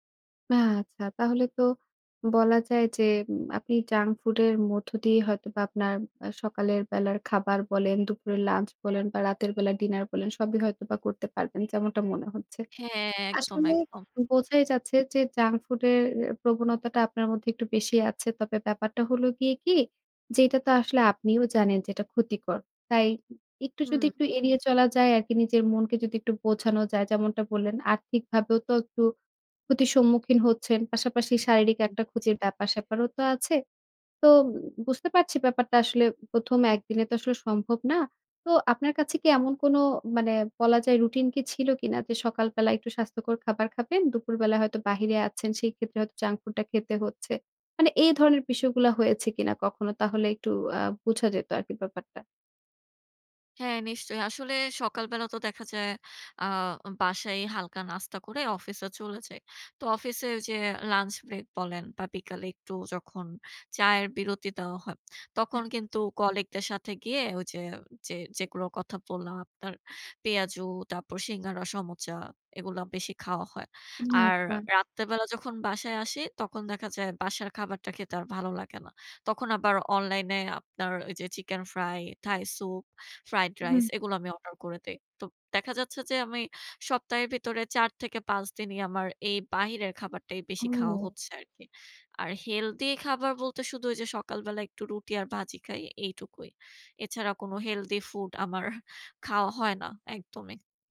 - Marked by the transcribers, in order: in English: "junk food"; tapping; in English: "জাঙ্ক ফুড"; in English: "জাঙ্ক ফুড"; chuckle
- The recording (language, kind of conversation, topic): Bengali, advice, জাঙ্ক ফুড থেকে নিজেকে বিরত রাখা কেন এত কঠিন লাগে?